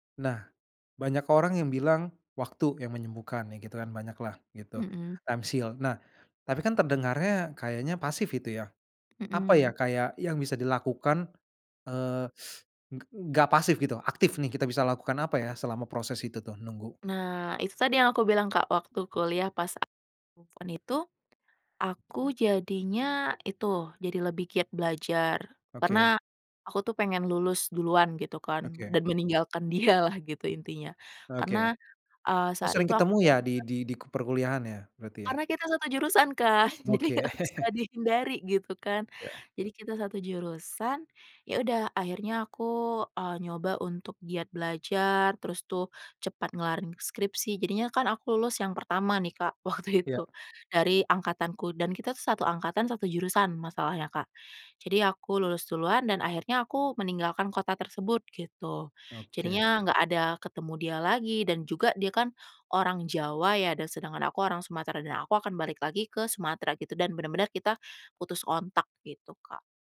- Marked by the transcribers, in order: in English: "times heal"; other background noise; teeth sucking; in English: "move on"; tapping; laughing while speaking: "dia lah"; laughing while speaking: "kan, jadi nggak bisa dihindari"; laughing while speaking: "Oke"; laugh; laughing while speaking: "waktu itu"
- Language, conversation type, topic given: Indonesian, podcast, Apa yang paling membantu saat susah move on?